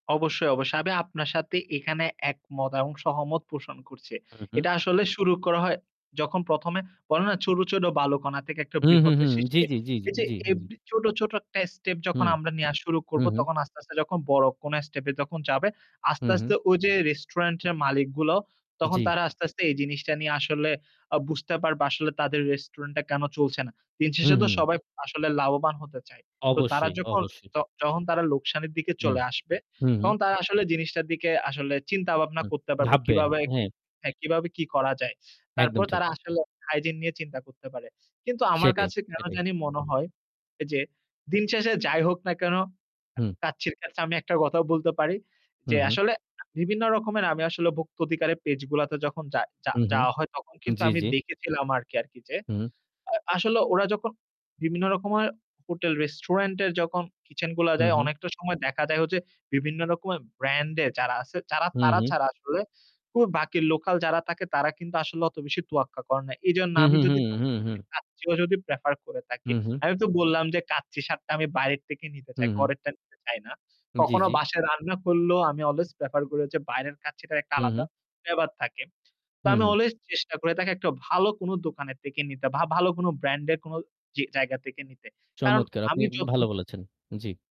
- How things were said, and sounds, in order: static; in English: "এভরি"; in English: "হাইজিন"; other background noise; in English: "কিচেন"; in English: "ব্র্যান্ড"; distorted speech; in English: "প্রেফার"; in English: "অলওয়েজ প্রেফার"; in English: "ব্র্যান্ড"
- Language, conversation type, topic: Bengali, unstructured, আপনার কি খাবার রান্না করতে বেশি ভালো লাগে, নাকি বাইরে খেতে?